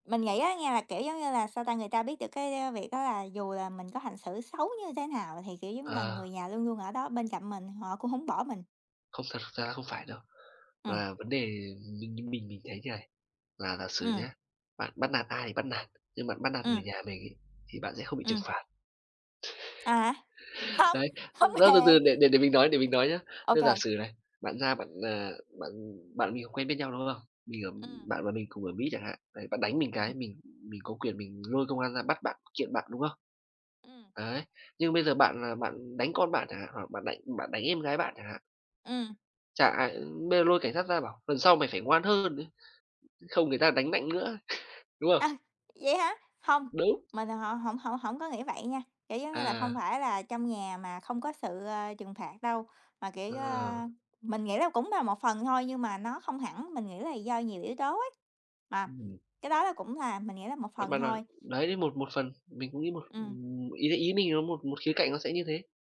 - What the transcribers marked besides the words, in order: tapping; other background noise; laugh; laughing while speaking: "hông hề!"; laugh
- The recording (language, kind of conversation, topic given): Vietnamese, unstructured, Bạn có bao giờ cảm thấy ghét ai đó sau một cuộc cãi vã không?